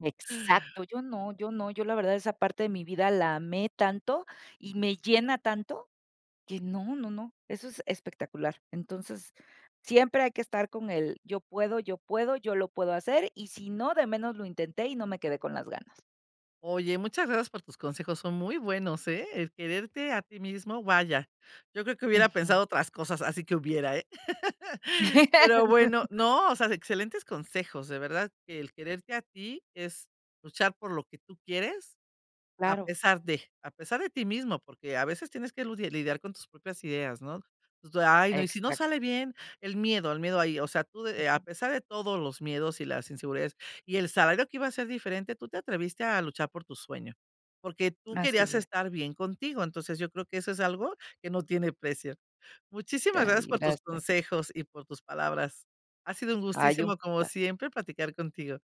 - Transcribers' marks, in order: chuckle; laugh; unintelligible speech; "gustazo" said as "gustísimo"; unintelligible speech
- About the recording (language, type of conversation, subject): Spanish, podcast, ¿Cómo lidias con decisiones irreversibles?